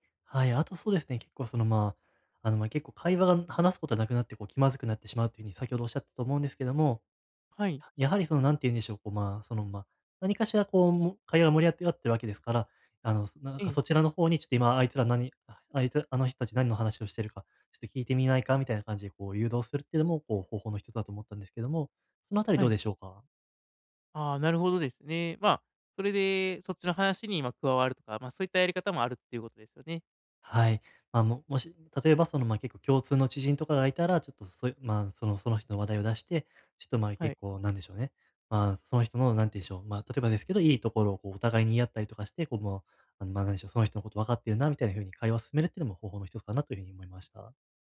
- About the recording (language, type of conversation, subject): Japanese, advice, グループの集まりで孤立しないためには、どうすればいいですか？
- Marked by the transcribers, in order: none